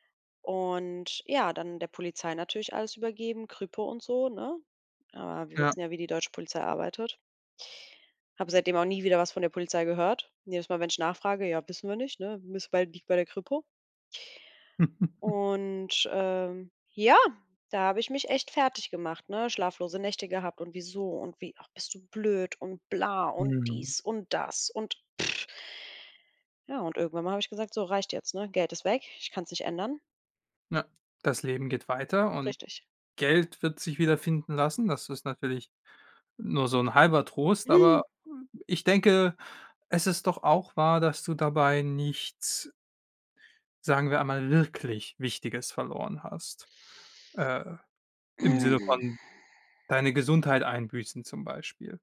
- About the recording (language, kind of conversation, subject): German, podcast, Was hilft dir, nach einem Fehltritt wieder klarzukommen?
- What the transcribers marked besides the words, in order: chuckle; stressed: "ja"; other noise; other background noise; drawn out: "nichts"; stressed: "wirklich"